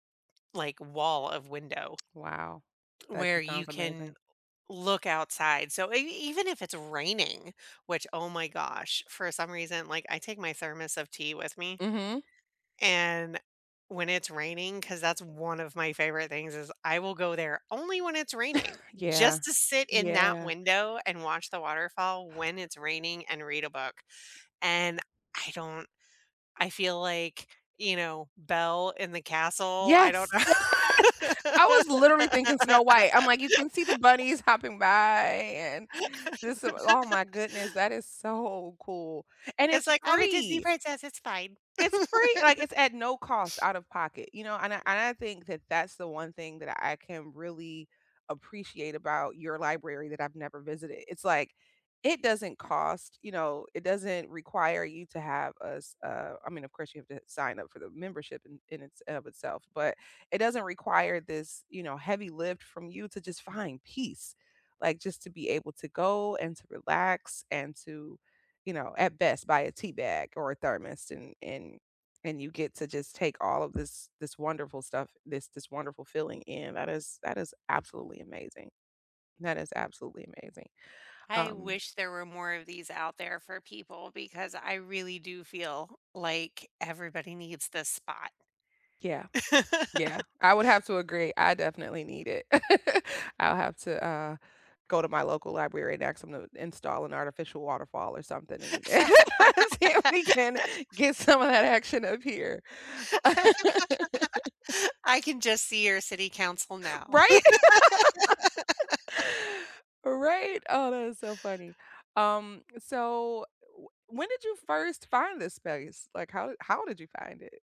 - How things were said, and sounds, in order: tapping; chuckle; laugh; laughing while speaking: "know"; laugh; put-on voice: "I'm a Disney princess. It's fine"; chuckle; laugh; chuckle; "ask" said as "aks"; laugh; laugh; laughing while speaking: "see if we can get some of that action up here"; laugh; other background noise; laugh
- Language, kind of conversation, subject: English, unstructured, Which place in your city instantly calms you, and what makes it your go-to refuge?
- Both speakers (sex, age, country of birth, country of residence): female, 40-44, United States, United States; female, 45-49, United States, United States